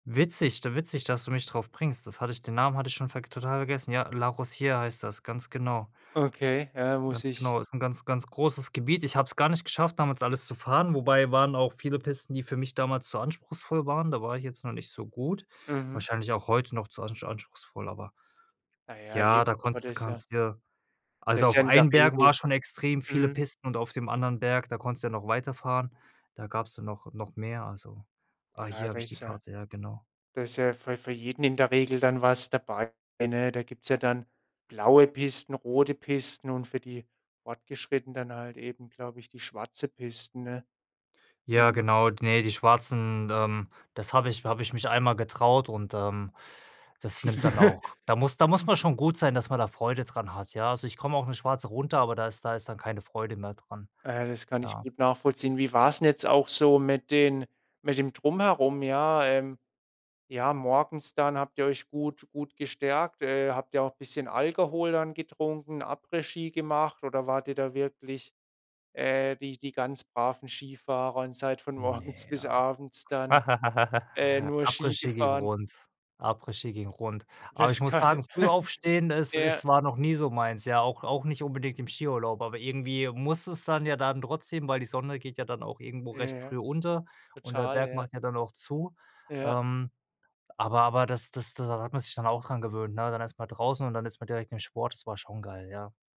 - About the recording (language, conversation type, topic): German, podcast, Was war dein schönstes Outdoor-Abenteuer, und was hat es so besonders gemacht?
- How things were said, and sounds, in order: chuckle; drawn out: "Ne"; laugh; laughing while speaking: "Das kann"; chuckle